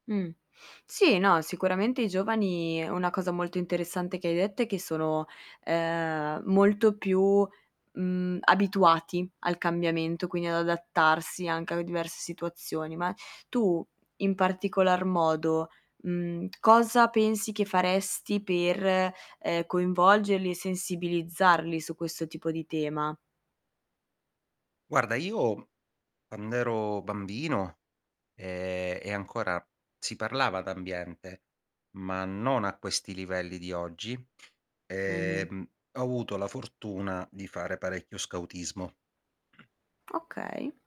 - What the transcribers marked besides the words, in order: static; "coinvolgerli" said as "coinvolegelli"; tapping; drawn out: "ehm"; other background noise
- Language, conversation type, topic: Italian, podcast, Quali strategie funzionano per coinvolgere i giovani nella conservazione?